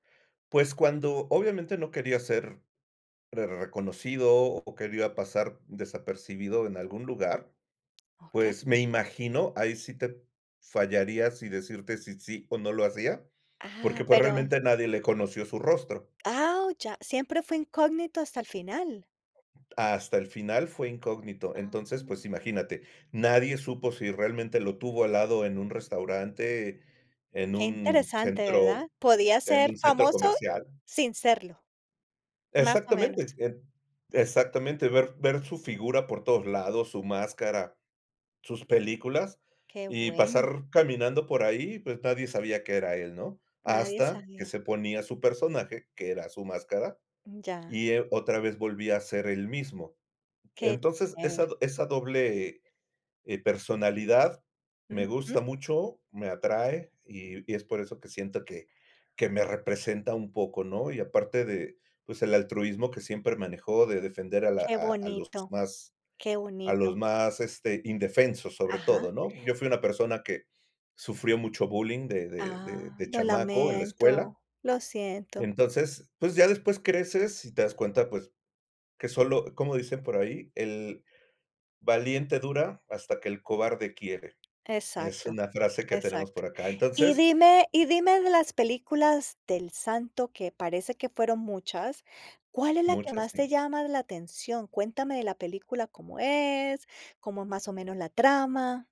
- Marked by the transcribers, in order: tapping; other background noise
- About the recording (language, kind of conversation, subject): Spanish, podcast, ¿Qué personaje de ficción sientes que te representa y por qué?